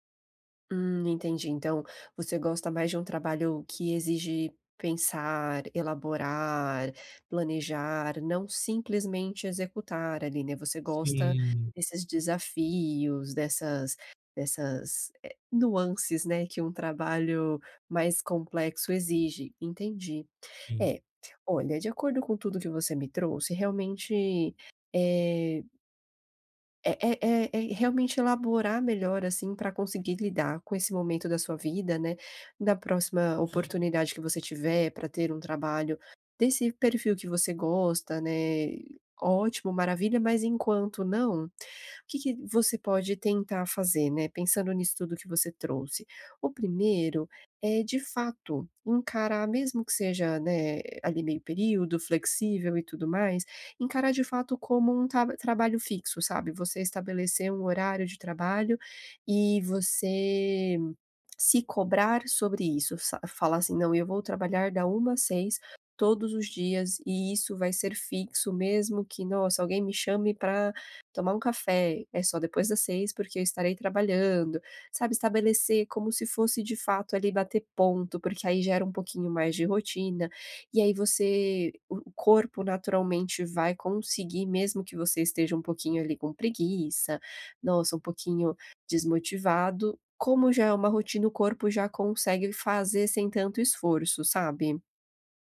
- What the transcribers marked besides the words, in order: none
- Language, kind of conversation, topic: Portuguese, advice, Como posso equilibrar pausas e produtividade ao longo do dia?